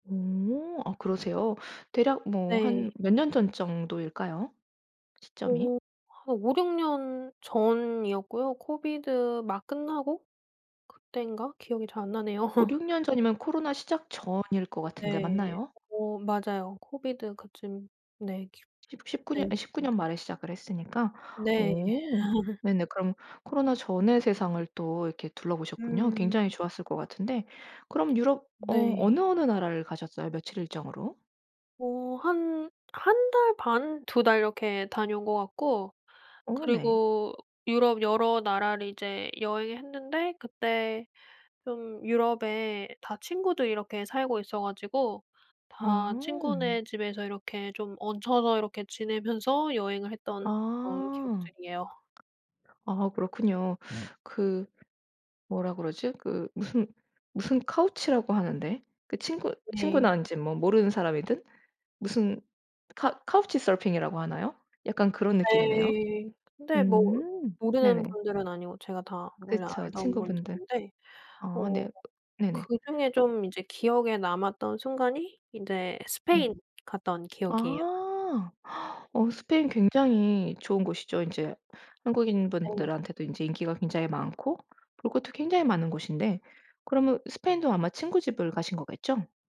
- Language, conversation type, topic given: Korean, podcast, 여행지에서 가장 기억에 남는 순간은 무엇이었나요?
- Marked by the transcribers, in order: other background noise; laugh; tapping; laugh; in English: "couch라고"; put-on voice: "couch surfing"; in English: "couch surfing"